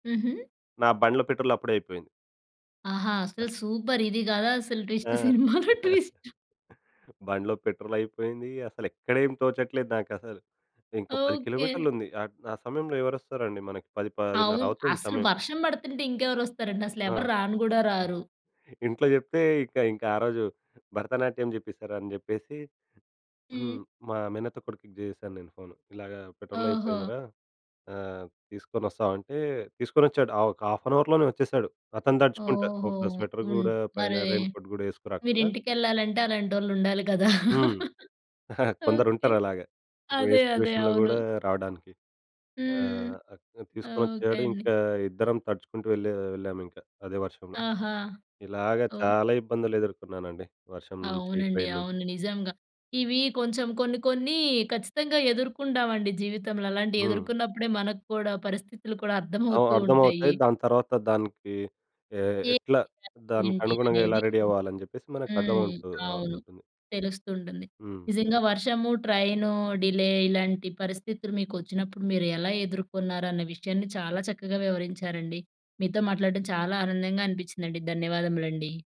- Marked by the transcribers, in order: other noise; in English: "సూపర్!"; in English: "ట్విస్ట్"; other background noise; chuckle; laughing while speaking: "సినిమాలో ట్విస్ట్"; in English: "ట్విస్ట్"; in English: "హాఫ్ అన్ అవర్‌లోనే"; in English: "స్వెటర్"; in English: "రెయిన్ కోట్"; chuckle; laugh; in English: "సిట్యుయేషన్‌లో"; in English: "ట్రైన్"; in English: "రెడీ"; in English: "డిలే"
- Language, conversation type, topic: Telugu, podcast, వర్షం లేదా రైలు ఆలస్యం వంటి అనుకోని పరిస్థితుల్లో ఆ పరిస్థితిని మీరు ఎలా నిర్వహిస్తారు?